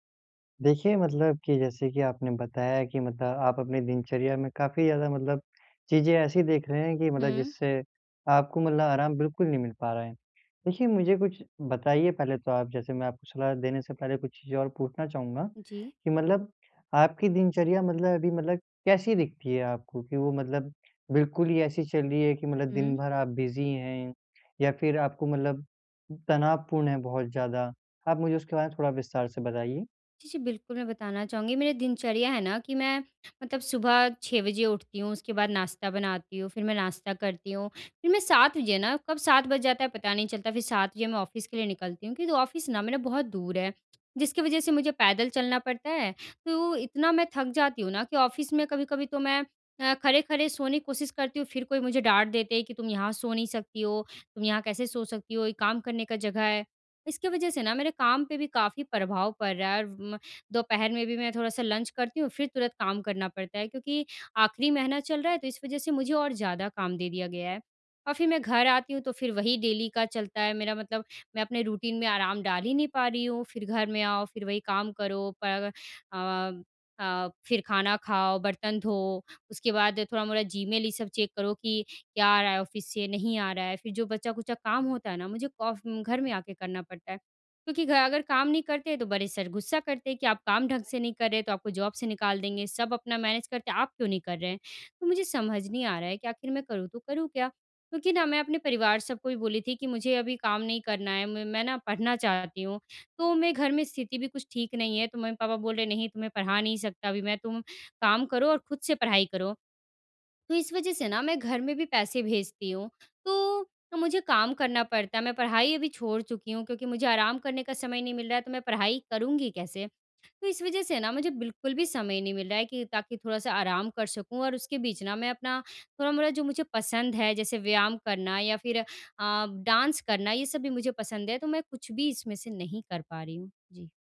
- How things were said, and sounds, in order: in English: "बिज़ी"; in English: "ऑफ़िस"; in English: "ऑफ़िस"; in English: "ऑफ़िस"; in English: "लंच"; in English: "डेली"; in English: "रूटीन"; in English: "चेक"; in English: "ऑफ़िस"; in English: "सर"; in English: "जॉब"; in English: "मैनेज"; in English: "डांस"
- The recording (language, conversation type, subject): Hindi, advice, मैं रोज़ाना आराम के लिए समय कैसे निकालूँ और इसे आदत कैसे बनाऊँ?